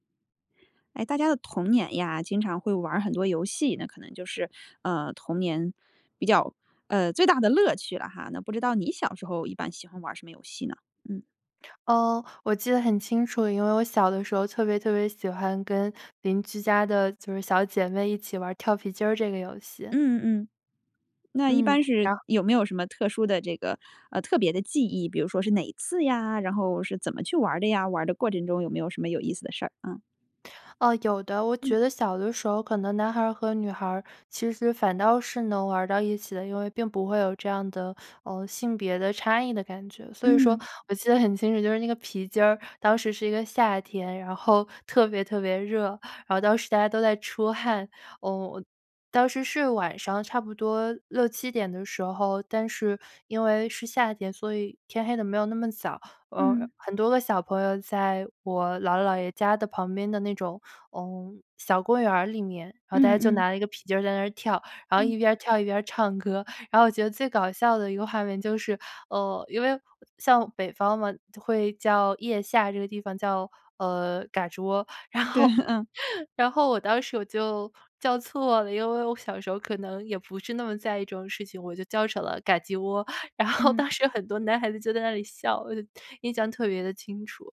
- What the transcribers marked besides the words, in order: laughing while speaking: "然后"; chuckle; laughing while speaking: "然后"
- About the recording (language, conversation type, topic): Chinese, podcast, 你小时候最喜欢玩的游戏是什么？